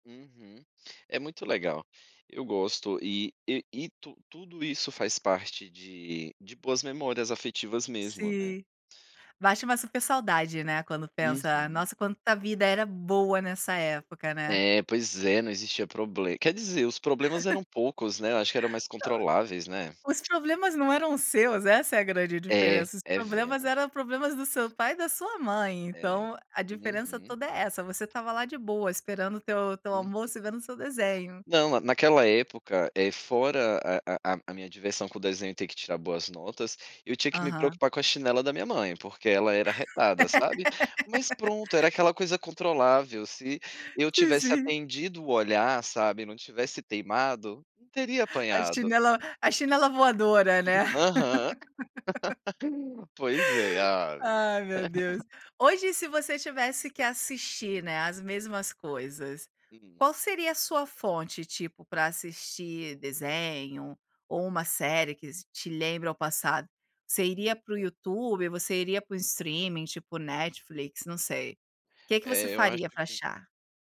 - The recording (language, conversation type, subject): Portuguese, podcast, Qual programa infantil da sua infância você lembra com mais saudade?
- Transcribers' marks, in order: chuckle; other noise; other background noise; laugh; chuckle; chuckle; in English: "streaming"